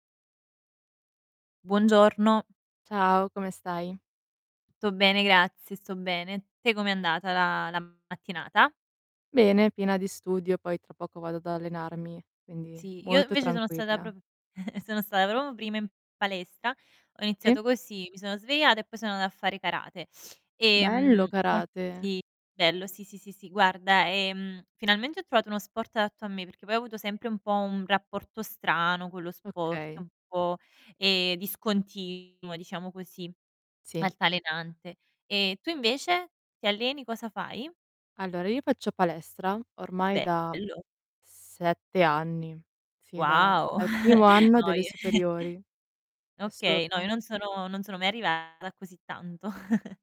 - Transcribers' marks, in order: "Tutto" said as "tto"; distorted speech; chuckle; "proprio" said as "propo"; chuckle; "assurdo" said as "ssurdo"; chuckle
- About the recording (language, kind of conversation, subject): Italian, unstructured, Quali benefici hai notato facendo attività fisica regolarmente?